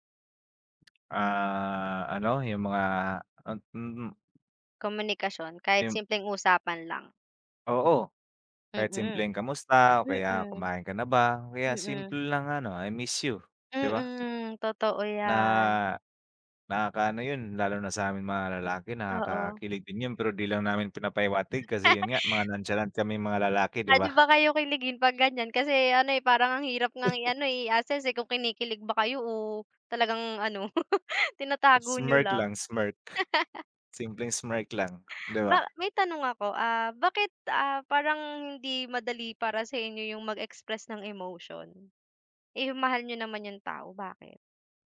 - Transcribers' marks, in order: tapping; other background noise; laugh; chuckle; laugh
- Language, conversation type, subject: Filipino, unstructured, Ano ang mga simpleng paraan para mapanatili ang saya sa relasyon?